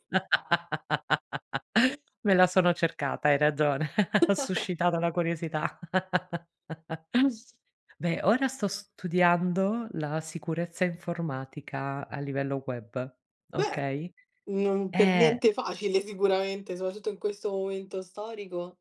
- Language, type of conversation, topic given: Italian, podcast, Che metodi usi quando devi imparare qualcosa di nuovo da solo?
- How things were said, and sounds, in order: laugh; tapping; chuckle; other background noise; laugh; in English: "web"